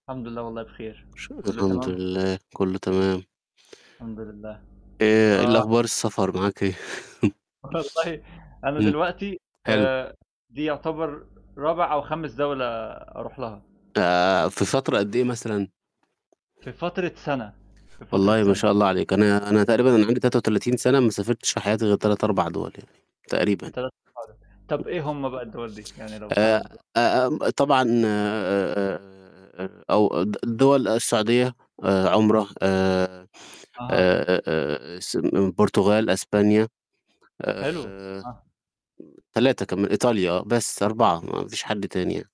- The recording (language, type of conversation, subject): Arabic, unstructured, إيه أحلى ذكرى عندك من رحلة سافرت فيها قبل كده؟
- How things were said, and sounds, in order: mechanical hum; tapping; chuckle; laughing while speaking: "والله"; static; unintelligible speech; unintelligible speech